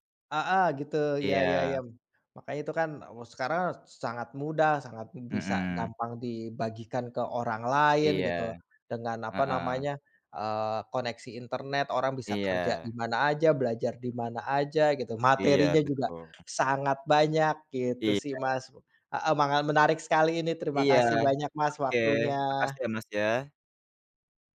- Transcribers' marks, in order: none
- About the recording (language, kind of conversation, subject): Indonesian, unstructured, Bagaimana teknologi dapat membuat belajar menjadi pengalaman yang menyenangkan?